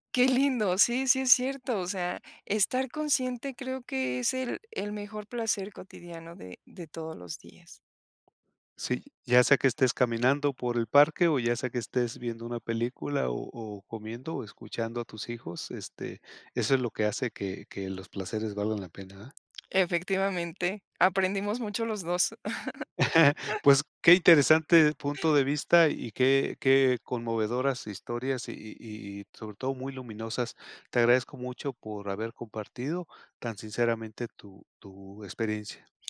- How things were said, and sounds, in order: other background noise; chuckle
- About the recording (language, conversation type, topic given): Spanish, podcast, ¿Qué pequeño placer cotidiano te alegra el día?